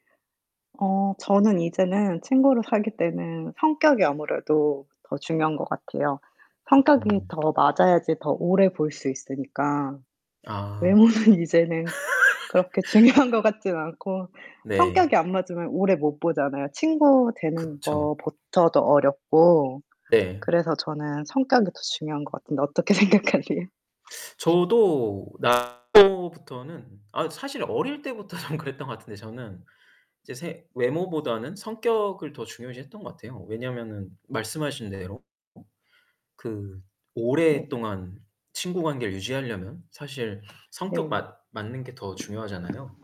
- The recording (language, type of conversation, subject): Korean, unstructured, 친구를 사귈 때 어떤 점이 가장 중요하다고 생각하시나요?
- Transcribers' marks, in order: other background noise; laughing while speaking: "외모는 이제는 그렇게 중요한 거 같진 않고"; laugh; laughing while speaking: "어떻게 생각하세요?"; teeth sucking; unintelligible speech; laughing while speaking: "좀"